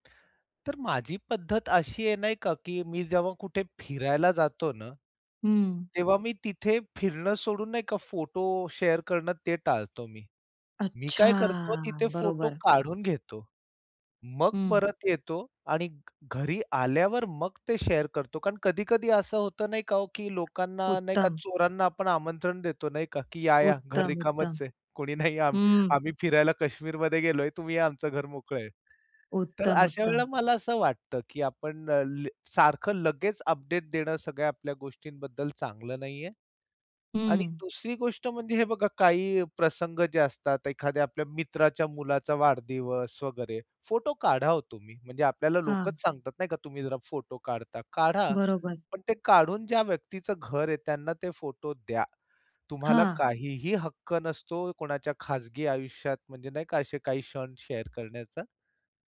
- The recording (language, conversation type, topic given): Marathi, podcast, आपण अति शेअरिंग आणि गोपनीयता यांत योग्य तो समतोल कसा साधता?
- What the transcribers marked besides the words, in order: tapping; in English: "शेअर"; drawn out: "अच्छा"; other background noise; in English: "शेअर"; other noise; chuckle; in English: "शेअर"